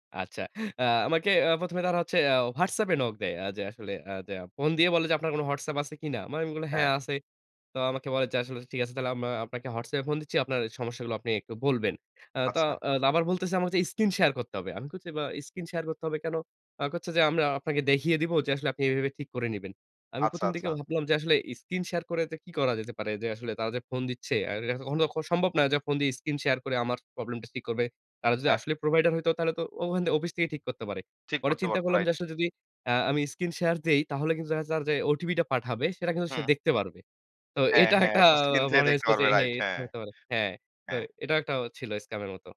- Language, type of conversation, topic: Bengali, podcast, কোনো অনলাইন প্রতারণার মুখে পড়লে প্রথমে কী করবেন—কী পরামর্শ দেবেন?
- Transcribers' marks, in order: tapping; in English: "প্রোভাইডার"; other background noise; laughing while speaking: "এটা একটা"